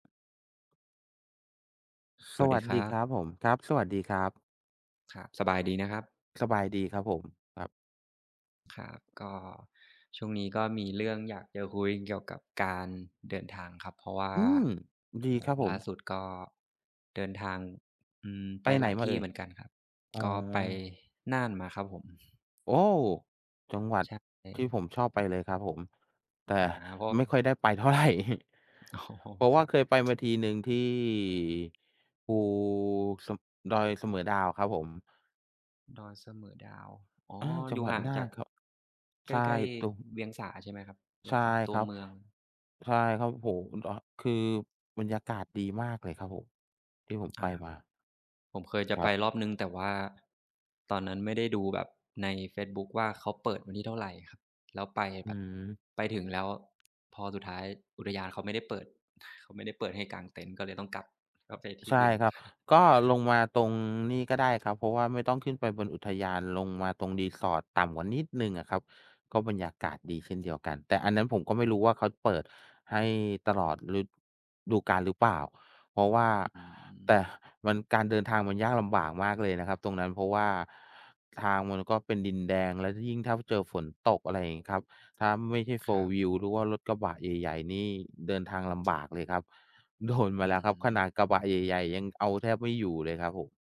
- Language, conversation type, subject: Thai, unstructured, คุณเคยเจอสถานการณ์ลำบากระหว่างเดินทางไหม?
- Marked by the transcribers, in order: other background noise; tapping; laughing while speaking: "อ๋อ"; chuckle; drawn out: "ที่ภู"; chuckle; in English: "Four wheel"